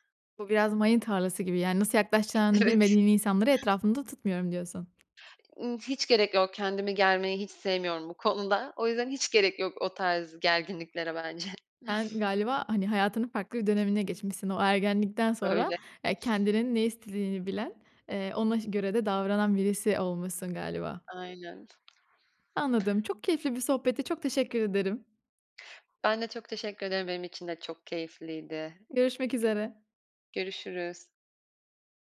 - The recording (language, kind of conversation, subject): Turkish, podcast, Başkalarının ne düşündüğü özgüvenini nasıl etkiler?
- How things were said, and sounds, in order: laughing while speaking: "Bi evet"; tapping; laughing while speaking: "bence"; other background noise